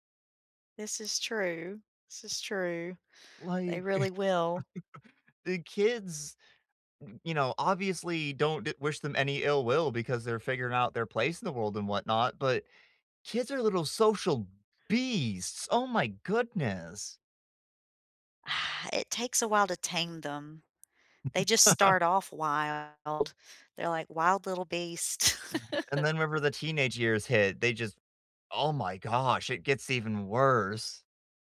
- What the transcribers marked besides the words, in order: chuckle; stressed: "beasts"; sigh; chuckle; other background noise; chuckle
- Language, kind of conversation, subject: English, unstructured, How do you balance honesty and kindness to build trust and closeness?